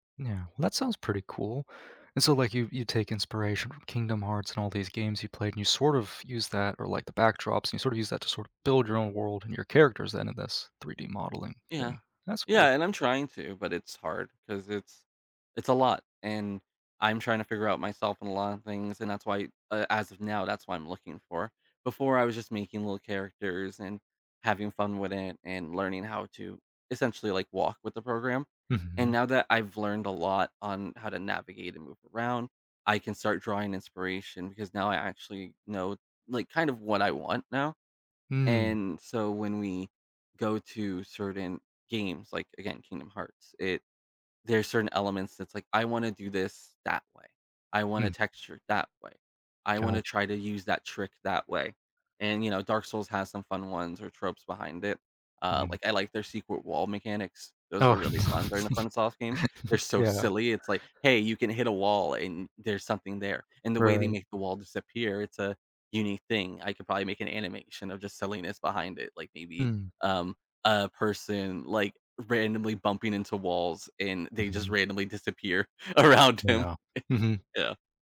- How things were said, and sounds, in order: tapping; laugh; laughing while speaking: "around him"
- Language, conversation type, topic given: English, unstructured, How do you decide which hobby projects to finish and which ones to abandon?